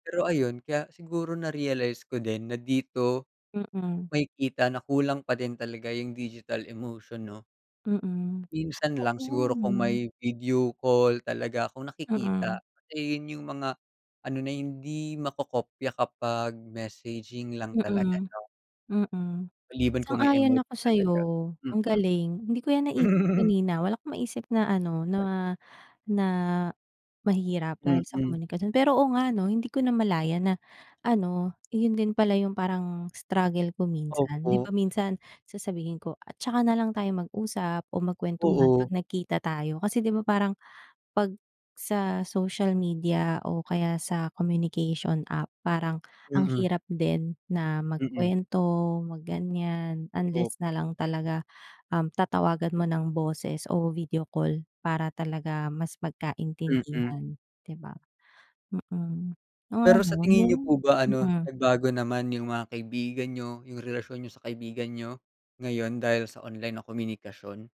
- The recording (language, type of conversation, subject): Filipino, unstructured, Paano ka natutulungan ng social media na makipag-ugnayan sa pamilya at mga kaibigan?
- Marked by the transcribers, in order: tapping; other background noise; chuckle